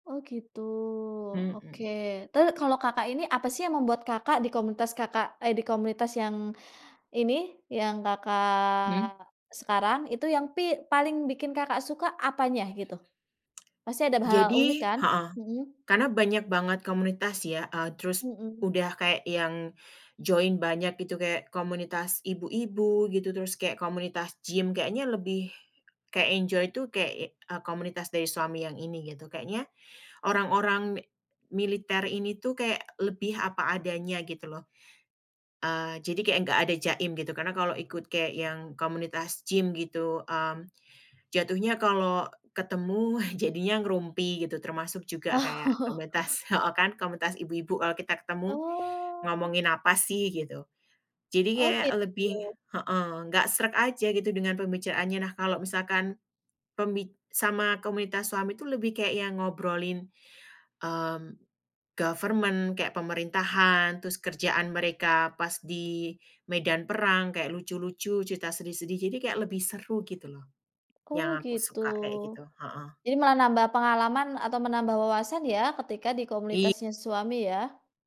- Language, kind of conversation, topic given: Indonesian, podcast, Tradisi komunitas apa di tempatmu yang paling kamu sukai?
- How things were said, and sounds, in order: "terus" said as "teru"; drawn out: "Kakak"; tapping; in English: "join"; "kayak" said as "keyek"; chuckle; chuckle; "kayak" said as "keyek"; in English: "government"